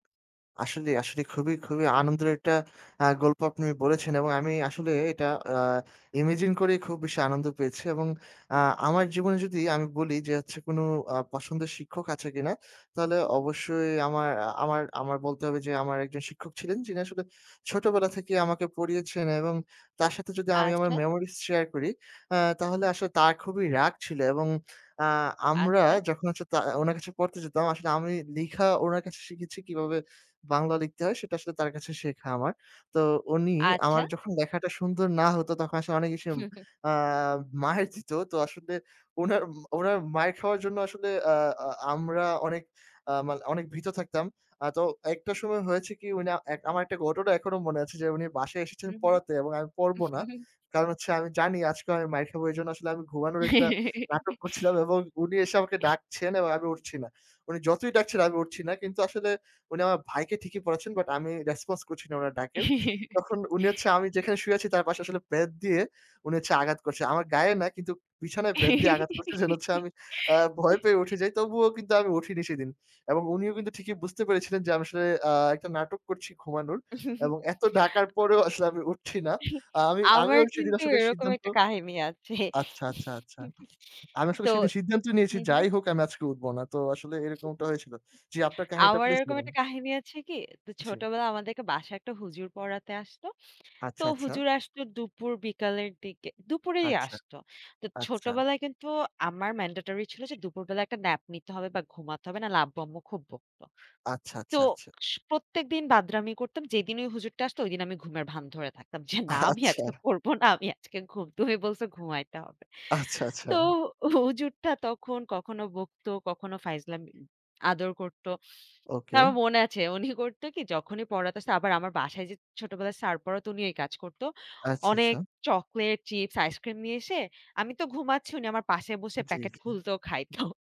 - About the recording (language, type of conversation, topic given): Bengali, unstructured, তোমার প্রথম স্কুলের স্মৃতি কেমন ছিল?
- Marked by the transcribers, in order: in English: "ইমাজিন"; tapping; chuckle; chuckle; laugh; in English: "রেসপন্স"; laugh; laugh; laugh; laugh; laughing while speaking: "আমার কিন্তু এরকম একটা কাহিনী আছে। তো"; chuckle; horn; in English: "ম্যান্ডেটরি"; in English: "ন্যাপ"; laughing while speaking: "আচ্ছা"; laughing while speaking: "যে, না আমি আজকে পড়ব … বলছো ঘুমাইতে হবে"; laughing while speaking: "আচ্ছা, আচ্ছা"; laughing while speaking: "খাইত"